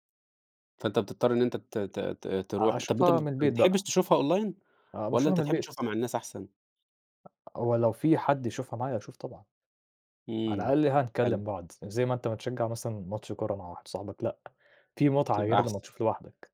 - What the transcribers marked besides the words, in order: tapping; in English: "Online"
- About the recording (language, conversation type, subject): Arabic, podcast, لو حد حب يجرب هوايتك، تنصحه يعمل إيه؟